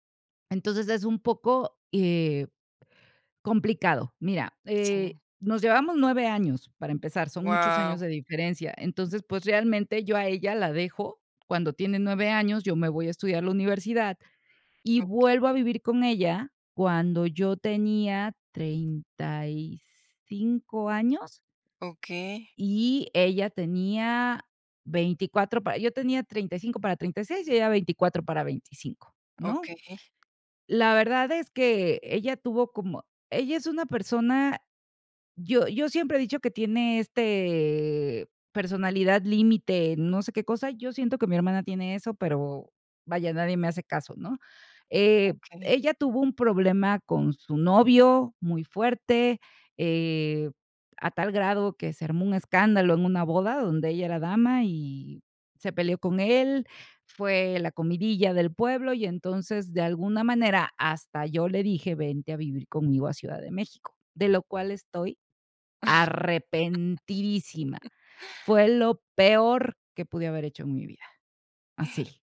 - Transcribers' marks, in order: tapping; chuckle
- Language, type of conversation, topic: Spanish, advice, ¿Cómo puedo establecer límites emocionales con mi familia o mi pareja?